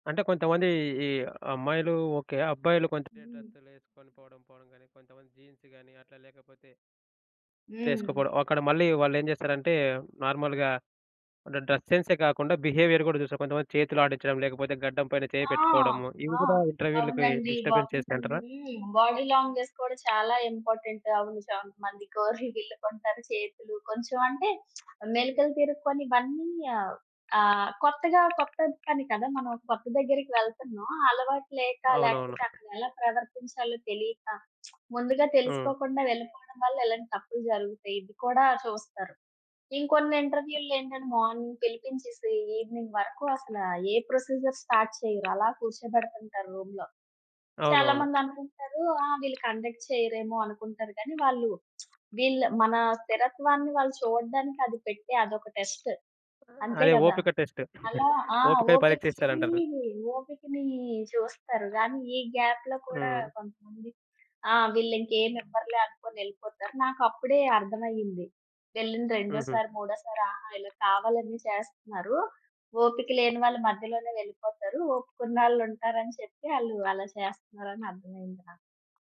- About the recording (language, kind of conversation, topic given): Telugu, podcast, ఇంటర్వ్యూకి మీరు సాధారణంగా ఎలా సిద్ధమవుతారు?
- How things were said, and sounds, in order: in English: "నార్మల్‌గా"; in English: "డ్రెస్"; in English: "బిహేవియర్"; in English: "బాడీ లాంగ్వేజ్"; other background noise; in English: "డిస్టర్బెన్స్"; in English: "ఇంపార్టెంట్"; lip smack; lip smack; in English: "మార్నింగ్"; in English: "ఈవెనింగ్"; in English: "ప్రొసిజర్ స్టార్ట్"; in English: "రూమ్‌లో"; in English: "కండక్ట్"; lip smack; in English: "టెస్ట్"; in English: "టెస్ట్"; chuckle; in English: "గ్యాప్‌లో"; background speech